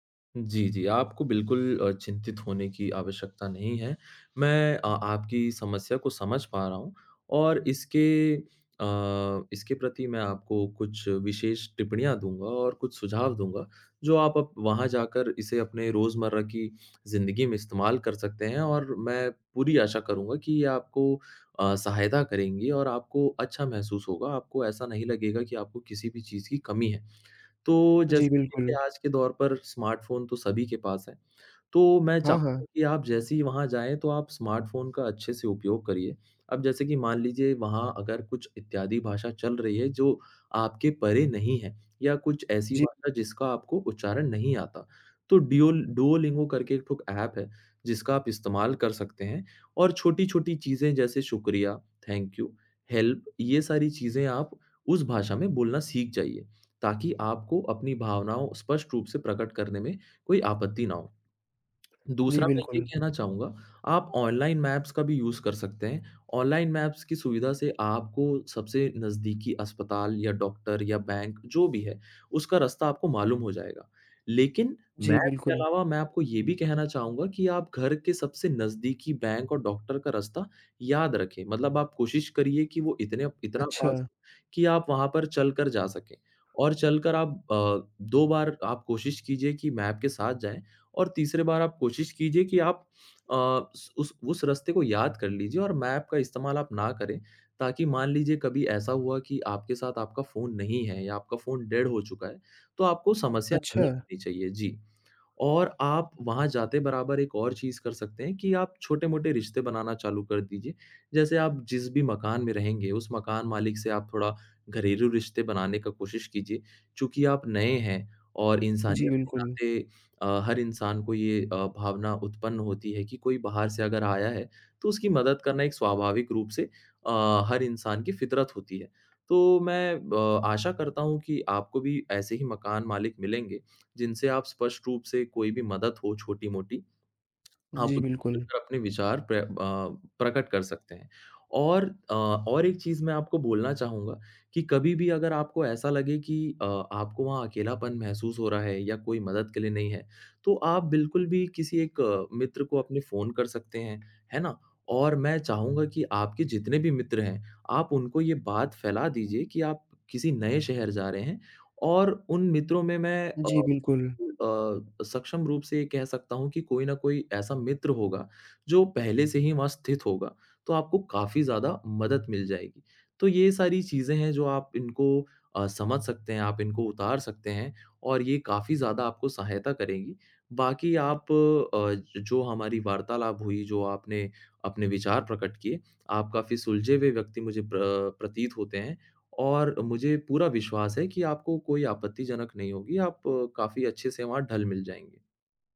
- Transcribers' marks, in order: in English: "थैंक यू हेल्प"; in English: "मैप्स"; in English: "यूज़"; in English: "मैप्स"; in English: "मैप"; in English: "मैप"; in English: "मैप"; in English: "डेड"
- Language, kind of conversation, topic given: Hindi, advice, नए स्थान पर डॉक्टर और बैंक जैसी सेवाएँ कैसे ढूँढें?